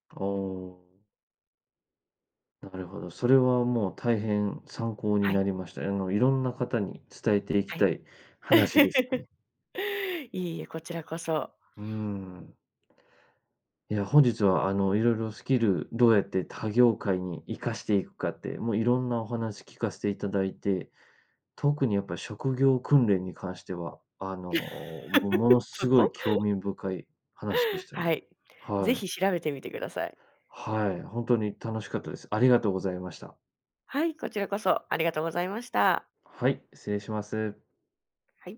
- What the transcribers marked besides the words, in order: laugh; unintelligible speech; laugh; laughing while speaking: "そこ"; other background noise
- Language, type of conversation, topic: Japanese, podcast, スキルを他の業界でどのように活かせますか？